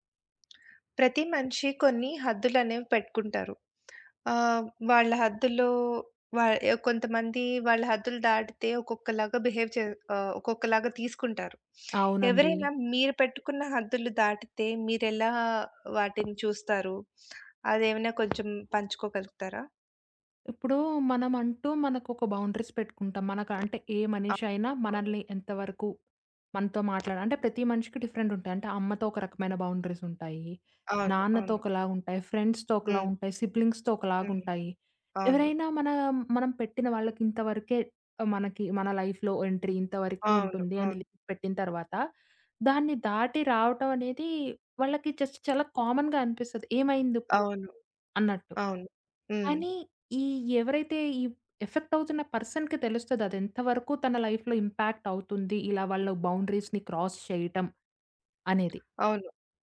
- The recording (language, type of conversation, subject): Telugu, podcast, ఎవరైనా మీ వ్యక్తిగత సరిహద్దులు దాటితే, మీరు మొదట ఏమి చేస్తారు?
- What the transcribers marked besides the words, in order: other background noise; in English: "బిహేవ్"; in English: "బౌండరీస్"; in English: "డిఫరెంట్"; in English: "బౌండరీస్"; in English: "ఫ్రెండ్స్‌తో"; in English: "సిబ్లింగ్స్‌తో"; in English: "లైఫ్‌లో ఎంట్రీ"; in English: "లిమిట్"; in English: "జస్ట్"; in English: "కామన్‌గా"; in English: "ఎఫెక్ట్"; in English: "పర్సన్‌కి"; in English: "లైఫ్‌లో ఇంపాక్ట్"; in English: "బౌండరీస్‌ని క్రాస్"; tapping